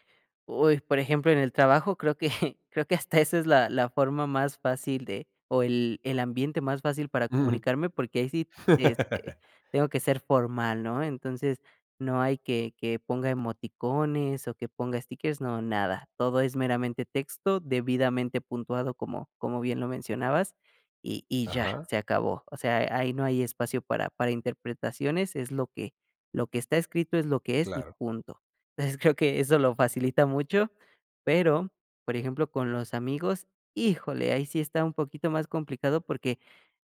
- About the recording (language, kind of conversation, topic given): Spanish, podcast, ¿Prefieres comunicarte por llamada, mensaje o nota de voz?
- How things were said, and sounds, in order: laughing while speaking: "creo que hasta esa"; laugh